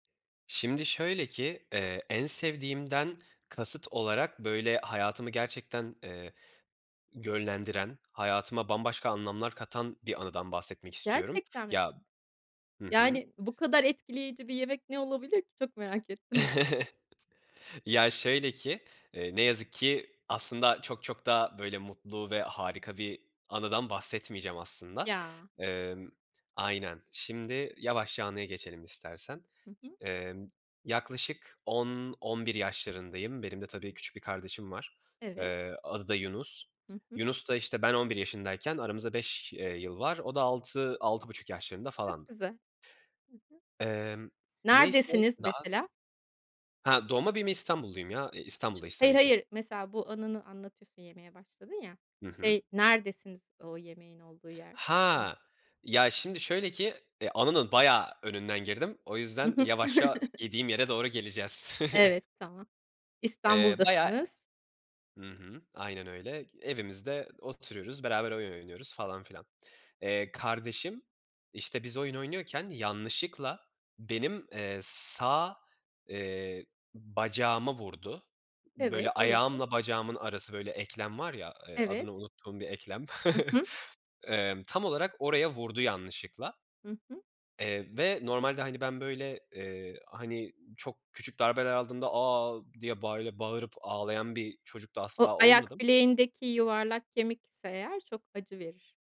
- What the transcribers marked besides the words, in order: other background noise; chuckle; tapping; unintelligible speech; chuckle; chuckle; "böyle" said as "bayla"
- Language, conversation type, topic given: Turkish, podcast, Çocukluğundan en sevdiğin yemek anısı hangisi?